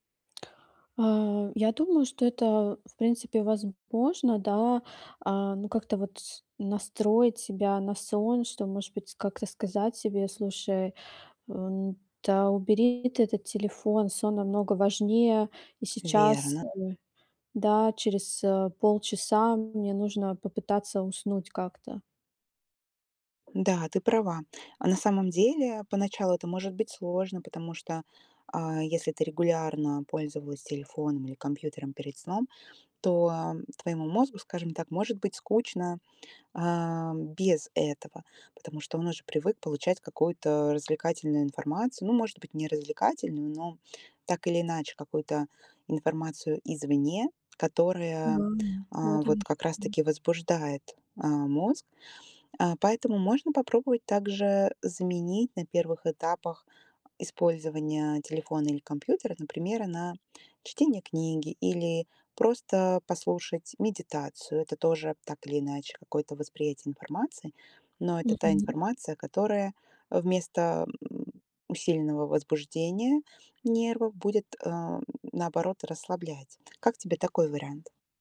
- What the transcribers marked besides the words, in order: tapping
- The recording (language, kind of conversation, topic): Russian, advice, Как уменьшить утреннюю усталость и чувствовать себя бодрее по утрам?